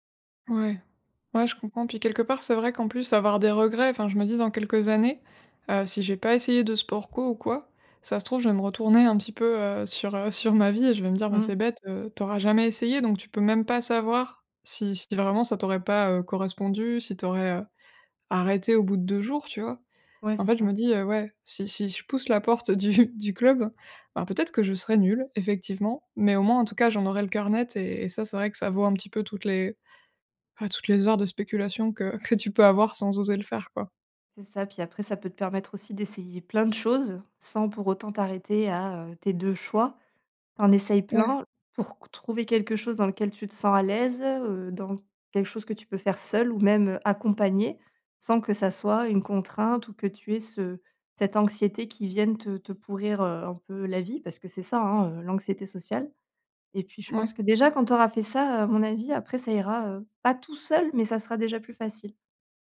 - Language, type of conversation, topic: French, advice, Comment surmonter ma peur d’échouer pour essayer un nouveau loisir ou un nouveau sport ?
- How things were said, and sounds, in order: other background noise; laughing while speaking: "du"; laughing while speaking: "que"; stressed: "choses"